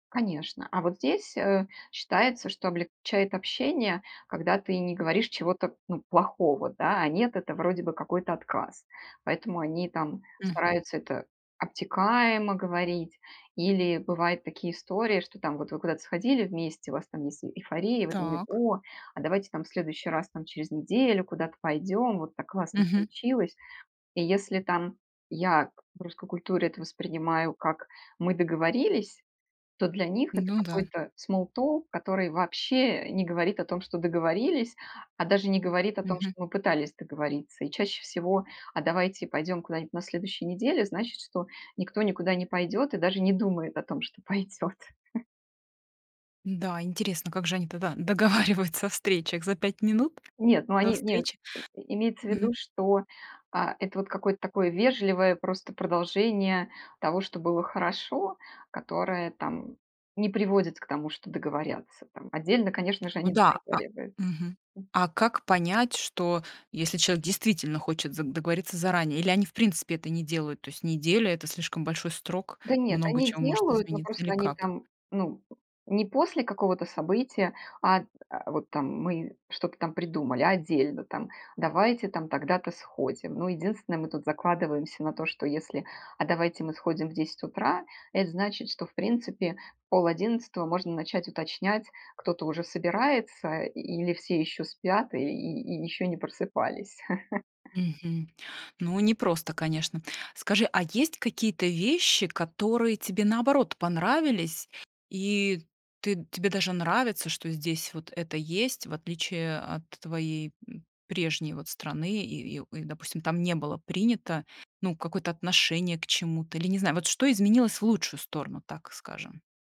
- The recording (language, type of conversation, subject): Russian, podcast, Чувствуешь ли ты себя на стыке двух культур?
- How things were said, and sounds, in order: tapping; in English: "small talk"; laughing while speaking: "что пойдёт"; laughing while speaking: "договариваются"; other background noise; "срок" said as "строк"; chuckle